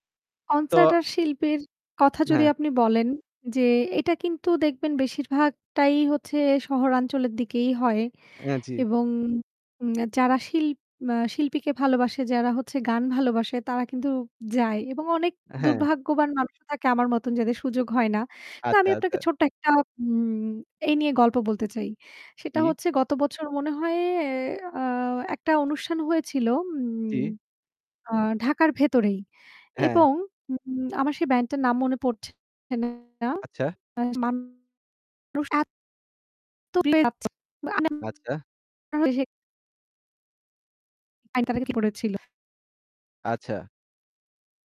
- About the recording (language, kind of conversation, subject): Bengali, unstructured, আপনার প্রিয় শিল্পী বা গায়ক কে, এবং কেন?
- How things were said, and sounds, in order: static; other background noise; distorted speech; "আচ্ছা, আচ্ছা" said as "আত্তা আত্তা"; unintelligible speech